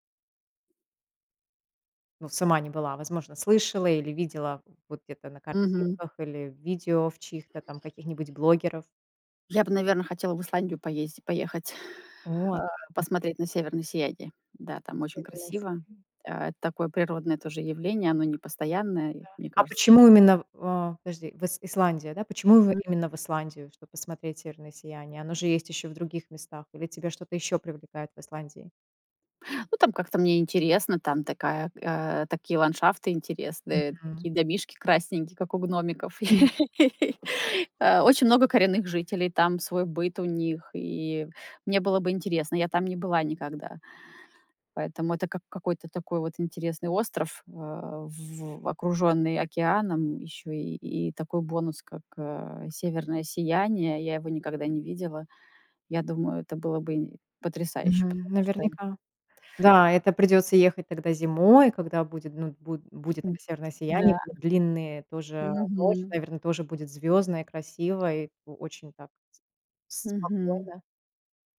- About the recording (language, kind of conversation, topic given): Russian, podcast, Есть ли природный пейзаж, который ты мечтаешь увидеть лично?
- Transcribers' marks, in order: tapping; other background noise; laugh